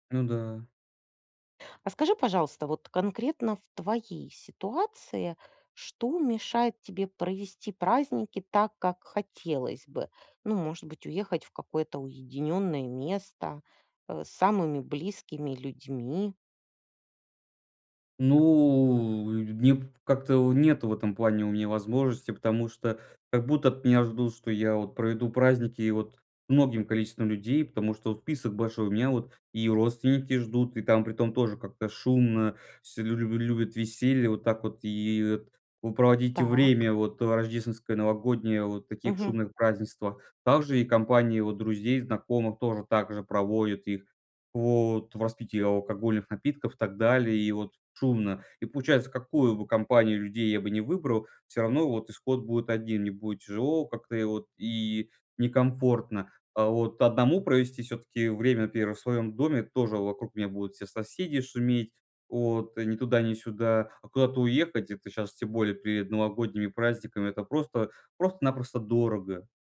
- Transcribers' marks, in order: tapping
- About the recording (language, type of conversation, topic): Russian, advice, Как наслаждаться праздниками, если ощущается социальная усталость?